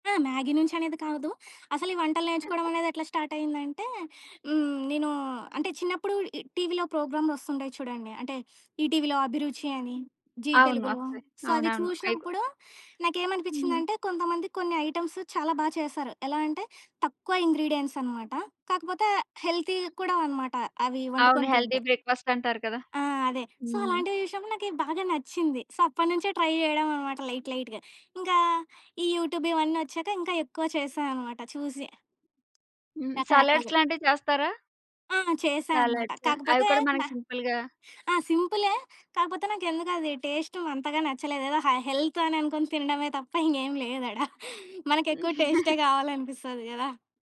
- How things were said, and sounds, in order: other background noise; chuckle; in English: "స్టార్ట్"; in English: "ఈటీవీలో"; in English: "సో"; in English: "ఐటెమ్స్"; in English: "ఇంగ్రీడియెంట్స్"; in English: "హెల్తీ"; tapping; in English: "హెల్తీ బ్రేక్ఫాస్ట్"; in English: "సో"; in English: "సో"; in English: "ట్రై"; in English: "లైట్ లైట్‌గా"; in English: "యూట్యూబ్"; in English: "సలాడ్స్"; in English: "సలాడ్స్"; in English: "సింపుల్‌గా"; in English: "హై హెల్త్"; laughing while speaking: "తప్ప ఇంగేం"; chuckle
- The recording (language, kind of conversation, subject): Telugu, podcast, సింపుల్‌గా, రుచికరంగా ఉండే డిన్నర్ ఐడియాలు కొన్ని చెప్పగలరా?